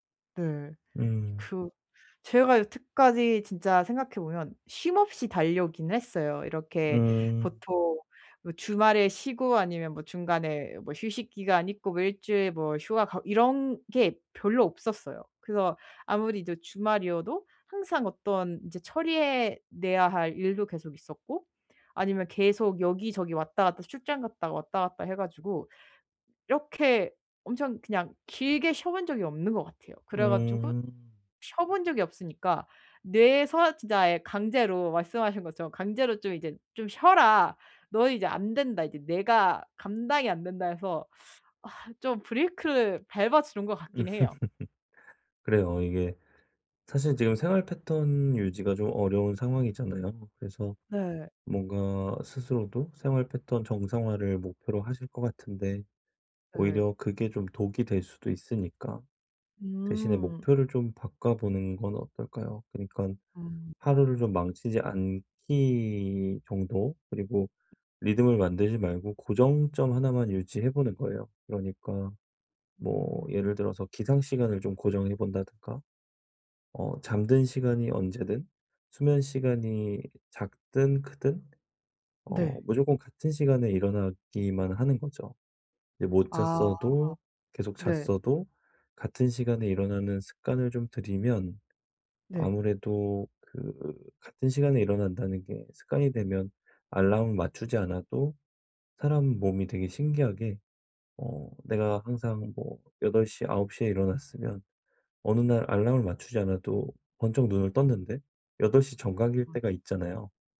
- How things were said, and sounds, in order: laugh; other background noise
- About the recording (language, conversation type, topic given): Korean, advice, 요즘 지루함과 번아웃을 어떻게 극복하면 좋을까요?